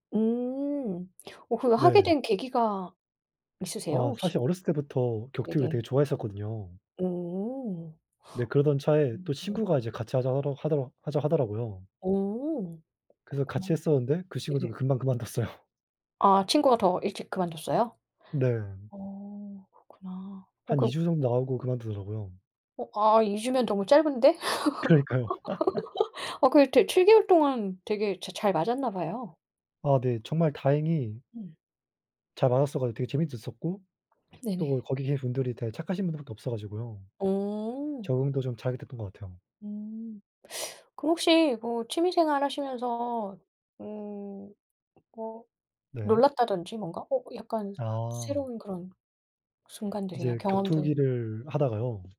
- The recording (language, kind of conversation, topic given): Korean, unstructured, 취미를 하다가 가장 놀랐던 순간은 언제였나요?
- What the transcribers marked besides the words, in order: laughing while speaking: "그만뒀어요"; laughing while speaking: "그러니까요"; laugh; tapping; teeth sucking